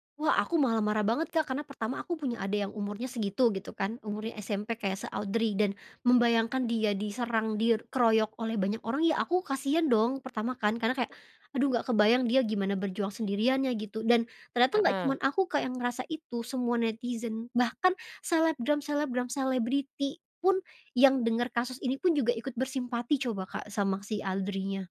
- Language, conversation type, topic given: Indonesian, podcast, Pernahkah kamu termakan hoaks, dan bagaimana pengalamanmu?
- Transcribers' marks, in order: tapping